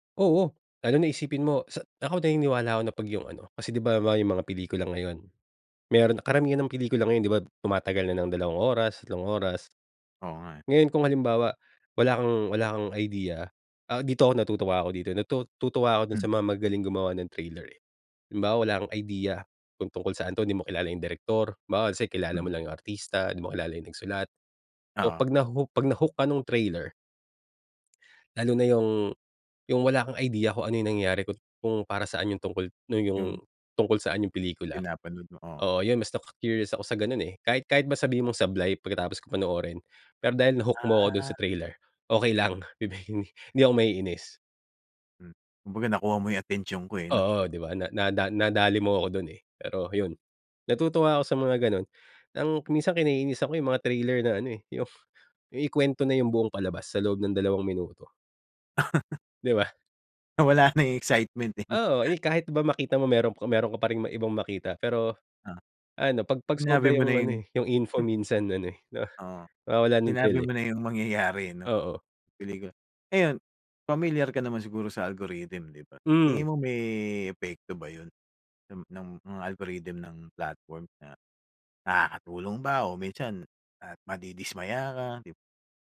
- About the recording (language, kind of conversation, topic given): Filipino, podcast, Paano ka pumipili ng mga palabas na papanoorin sa mga platapormang pang-estriming ngayon?
- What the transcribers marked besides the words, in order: in English: "let's say"; in English: "na-hook"; in English: "naku-curious"; in English: "na-hook"; laugh; in English: "excitement"; laugh; in English: "info"; in English: "thrill"